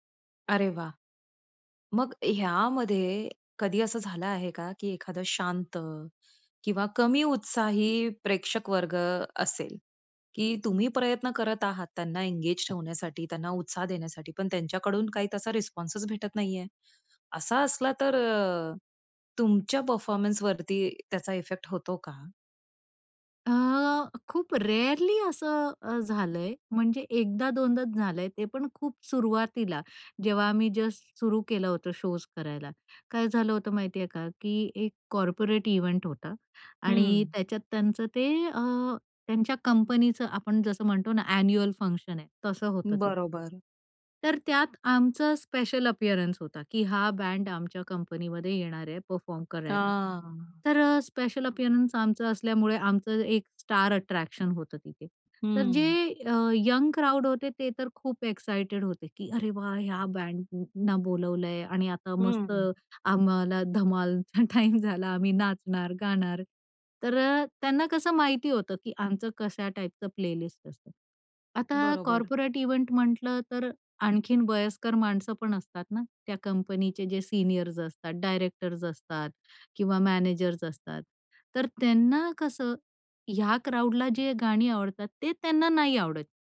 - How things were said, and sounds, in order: in English: "रेअरली"; in English: "कॉर्पोरेट इव्हेंट"; in English: "एन्युअल फंक्शन"; in English: "स्पेशल अपिअरन्स"; in English: "स्पेशल अपिअरन्स"; in English: "स्टार अट्रॅक्शन"; tapping; in English: "यंग क्राउड"; in English: "प्लेलिस्ट"; in English: "कॉर्पोरेट इव्हेंट"
- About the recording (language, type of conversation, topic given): Marathi, podcast, लाईव्ह शोमध्ये श्रोत्यांचा उत्साह तुला कसा प्रभावित करतो?